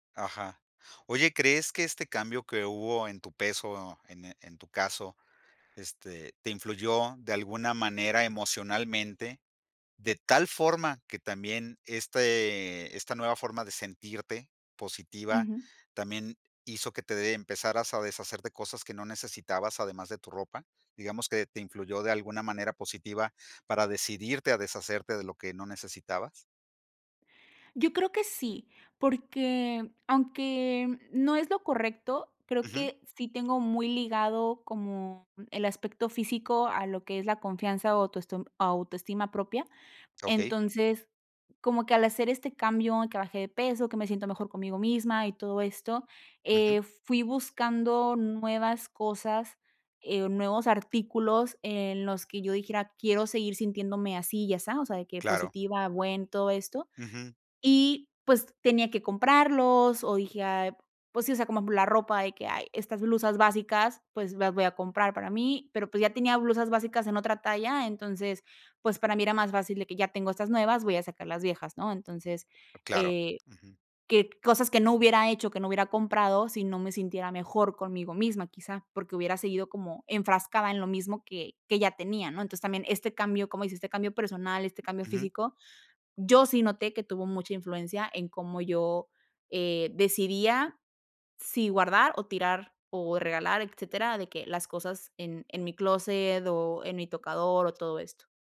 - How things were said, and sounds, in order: none
- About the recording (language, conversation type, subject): Spanish, podcast, ¿Cómo haces para no acumular objetos innecesarios?